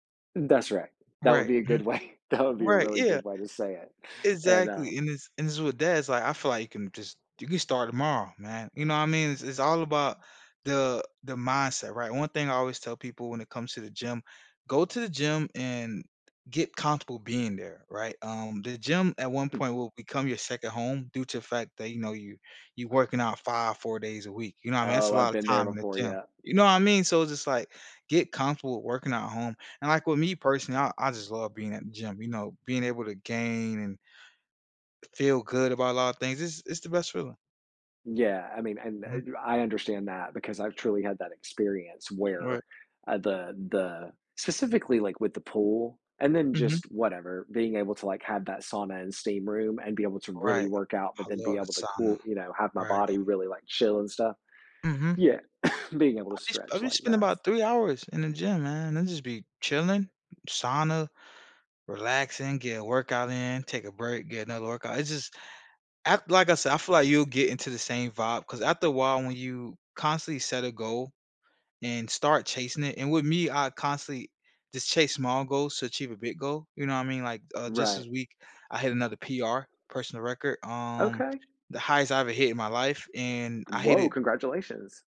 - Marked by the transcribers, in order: laughing while speaking: "way"; other background noise; tapping; other noise; cough
- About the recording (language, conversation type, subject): English, podcast, What are some effective ways to build a lasting fitness habit as a beginner?